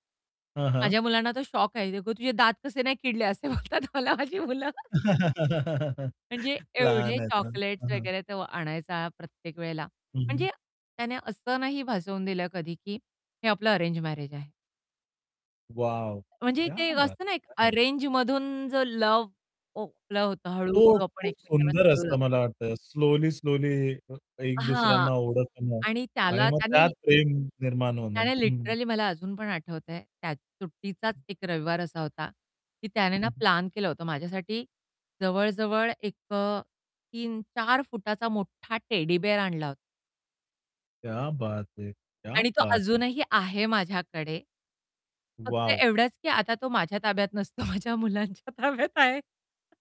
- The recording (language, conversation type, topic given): Marathi, podcast, सुट्टीचा दिवस तुम्हाला कसा घालवायला आवडतो?
- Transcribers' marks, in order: laughing while speaking: "असे बोलतात मला माझी मुलं"; laugh; static; in Hindi: "क्या बात है! क्या बात"; distorted speech; other background noise; in English: "लिटरली"; tapping; in Hindi: "क्या बात है! क्या बात है!"; laughing while speaking: "नसतो, माझ्या मुलांच्या ताब्यात आहे"; chuckle